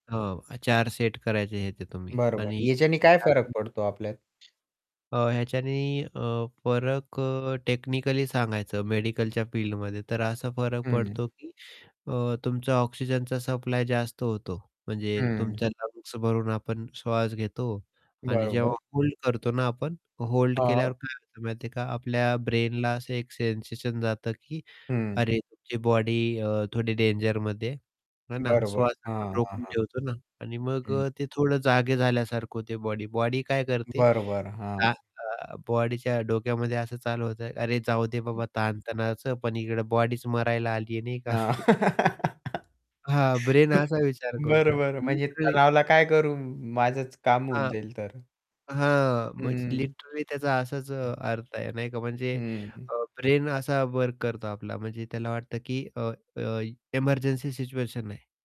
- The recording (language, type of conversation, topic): Marathi, podcast, दिवसात तणाव कमी करण्यासाठी तुमची छोटी युक्ती काय आहे?
- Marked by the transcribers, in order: distorted speech; unintelligible speech; other background noise; in English: "सप्लाय"; in English: "ब्रेनला"; static; laugh; chuckle; in English: "ब्रेन"; in English: "लिटरली"; in English: "लिटरली"; in English: "ब्रेन"